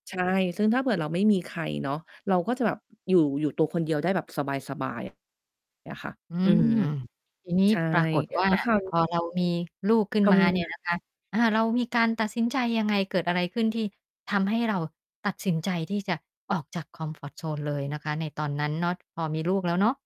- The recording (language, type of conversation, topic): Thai, podcast, อะไรคือเหตุผลหรือจุดเปลี่ยนที่ทำให้คุณกล้าก้าวออกจากพื้นที่ปลอดภัยของตัวเอง?
- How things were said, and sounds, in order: mechanical hum; tapping; distorted speech; other background noise